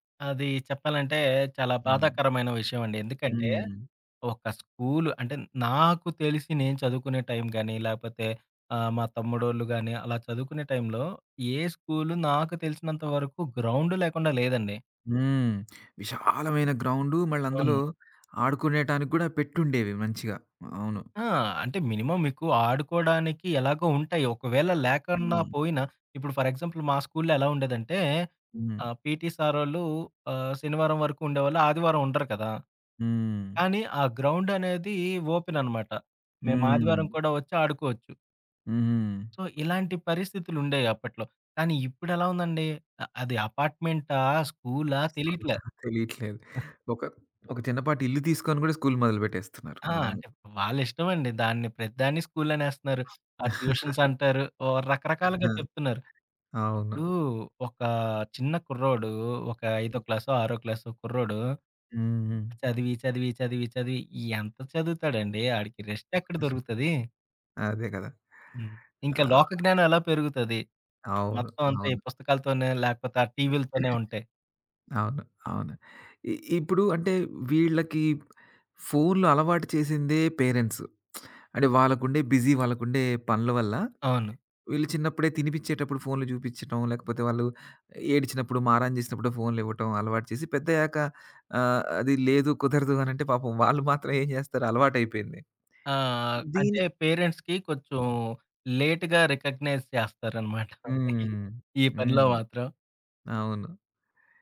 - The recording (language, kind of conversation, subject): Telugu, podcast, పార్కులో పిల్లలతో ఆడేందుకు సరిపోయే మైండ్‌ఫుల్ ఆటలు ఏవి?
- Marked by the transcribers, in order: in English: "గ్రౌండ్"; in English: "గ్రౌండ్"; tapping; in English: "మినిమం"; in English: "ఫర్ ఎగ్జాంపుల్"; in English: "పీటీ"; in English: "గ్రౌండ్"; in English: "ఓపెన్"; in English: "సో"; other background noise; chuckle; in English: "ట్యూషన్స్"; in English: "రెస్ట్"; giggle; throat clearing; in English: "పేరెంట్స్"; lip smack; in English: "బిజీ"; in English: "పేరెంట్స్‌కి"; in English: "లేట్‌గా రికగ్నైజ్"